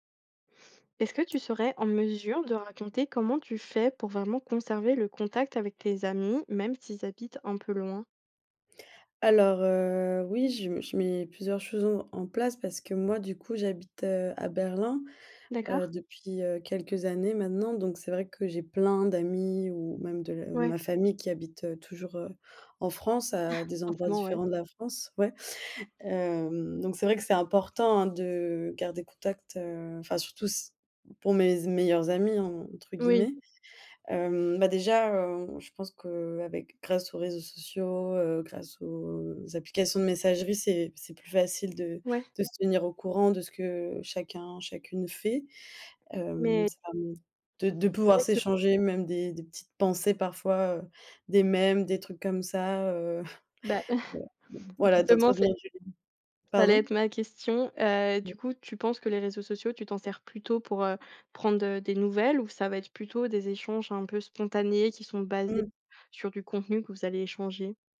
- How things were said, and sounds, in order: tapping; drawn out: "heu"; stressed: "plein"; chuckle; drawn out: "Hem"; other background noise; chuckle; unintelligible speech; unintelligible speech
- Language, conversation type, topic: French, podcast, Comment gardes-tu le contact avec des amis qui habitent loin ?